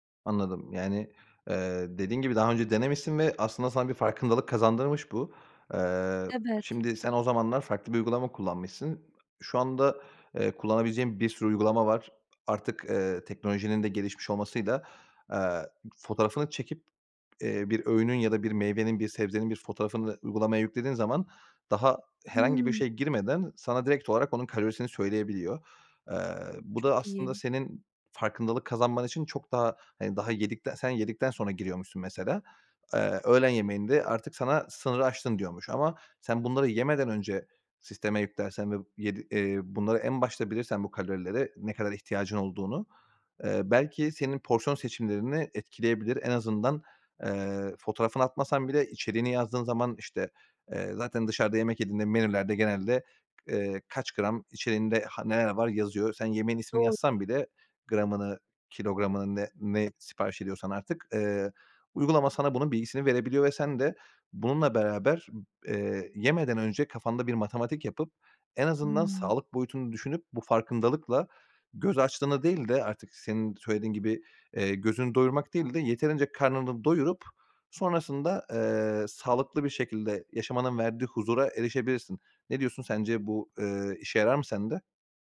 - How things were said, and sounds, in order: other background noise; other noise
- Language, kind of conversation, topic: Turkish, advice, Arkadaşlarla dışarıda yemek yerken porsiyon kontrolünü nasıl sağlayabilirim?